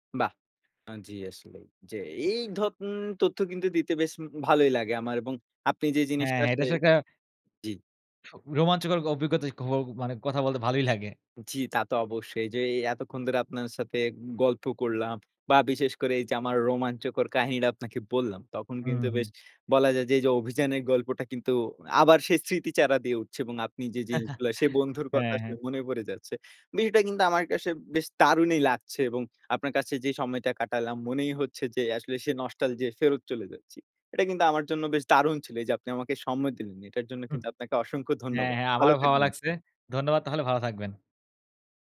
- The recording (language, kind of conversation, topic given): Bengali, podcast, তোমার জীবনের সবচেয়ে স্মরণীয় সাহসিক অভিযানের গল্প কী?
- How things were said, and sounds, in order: chuckle; "কাছে" said as "কাসে"; in English: "নস্টালজিয়া"